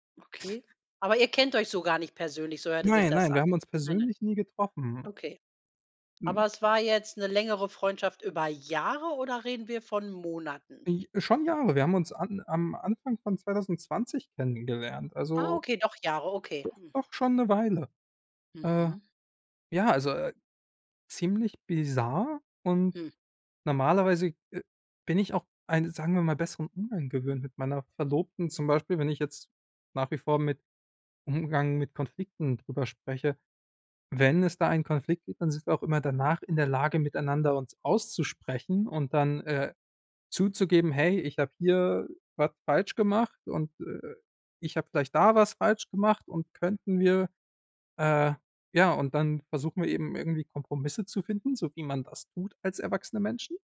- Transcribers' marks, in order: other background noise; stressed: "Jahre"; stressed: "Monaten?"; other noise
- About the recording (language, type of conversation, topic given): German, podcast, Wie gehst du normalerweise mit Konflikten im Team um?